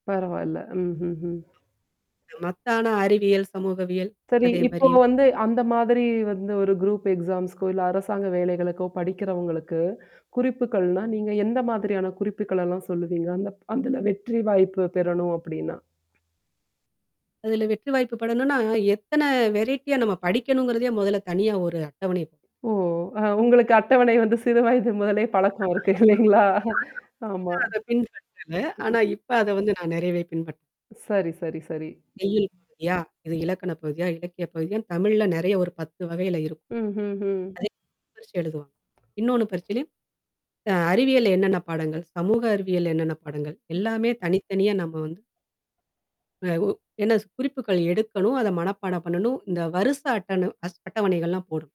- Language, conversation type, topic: Tamil, podcast, தேர்வு முடிந்தபோது நீங்கள் செய்த ஒரு தவறை எப்படி சமாளித்தீர்கள்?
- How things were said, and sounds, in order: other background noise; mechanical hum; in English: "குரூப் எக்ஸாம்ஸ்க்கோ"; in English: "வெரைட்டியா"; unintelligible speech; distorted speech; laughing while speaking: "பழக்கம் இருக்கு இலைங்களா? ஆமா"; tapping